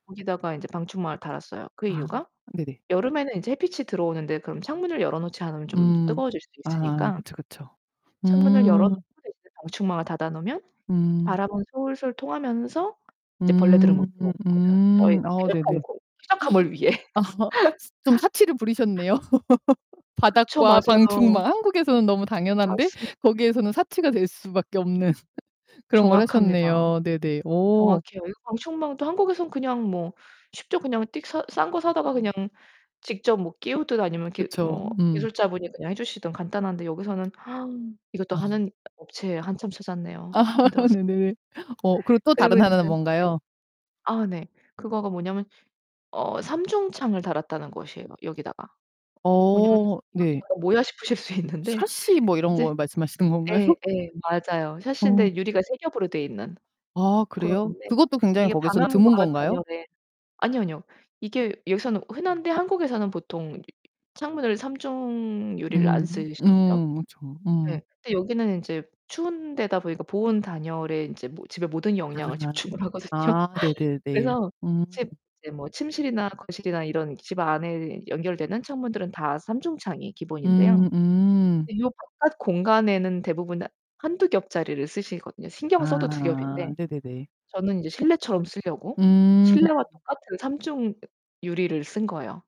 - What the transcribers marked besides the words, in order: other background noise; distorted speech; static; laugh; laugh; laughing while speaking: "없는"; gasp; laughing while speaking: "아"; laughing while speaking: "말씀하시는 건가요?"; laughing while speaking: "집중 하거든요"
- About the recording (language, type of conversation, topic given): Korean, podcast, 집에서 가장 편안함을 느끼는 공간은 어디인가요?